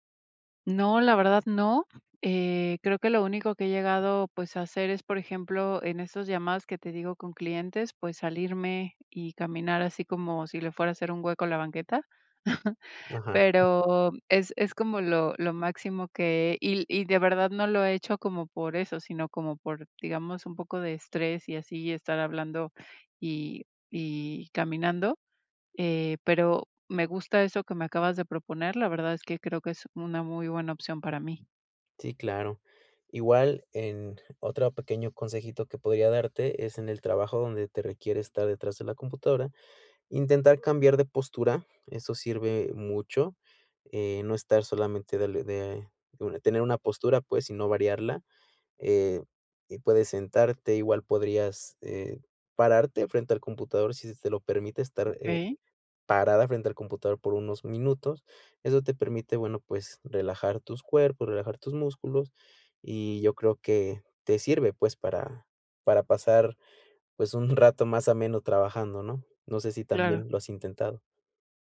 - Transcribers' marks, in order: other background noise; chuckle; inhale
- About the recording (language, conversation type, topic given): Spanish, advice, Rutinas de movilidad diaria